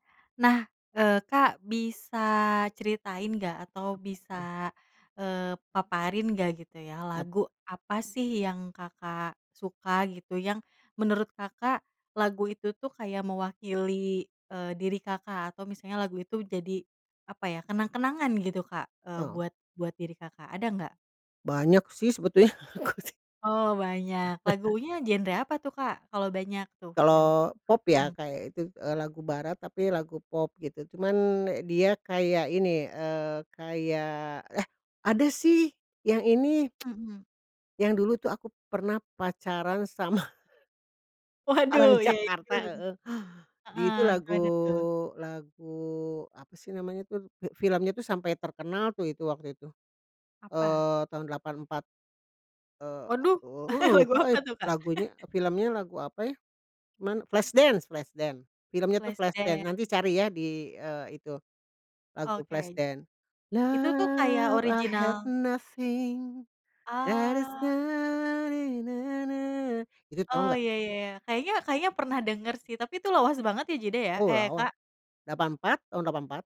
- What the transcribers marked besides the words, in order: laughing while speaking: "sebetulnya aku sih"; laugh; other background noise; tsk; laughing while speaking: "sama"; laughing while speaking: "Waduh, iya iya, betul betul"; chuckle; laughing while speaking: "lagu apa tuh Kak?"; laugh; singing: "Love, i have nothing and is not ni-na-na"
- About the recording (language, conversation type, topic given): Indonesian, podcast, Lagu apa yang paling merepresentasikan dirimu, dan kenapa?
- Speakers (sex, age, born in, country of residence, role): female, 30-34, Indonesia, Indonesia, host; female, 60-64, Indonesia, Indonesia, guest